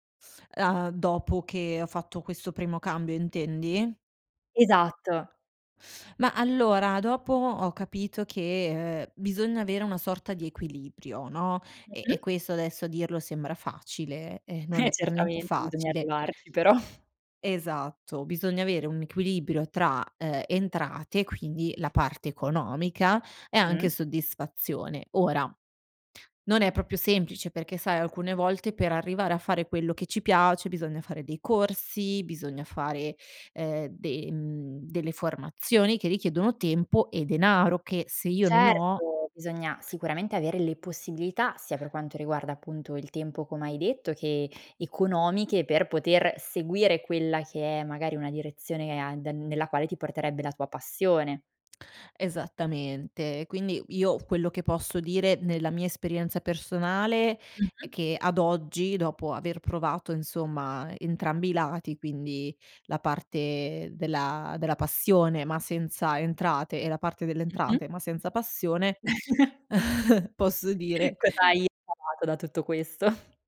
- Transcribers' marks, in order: chuckle; "proprio" said as "propio"; chuckle; snort
- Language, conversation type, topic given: Italian, podcast, Qual è il primo passo per ripensare la propria carriera?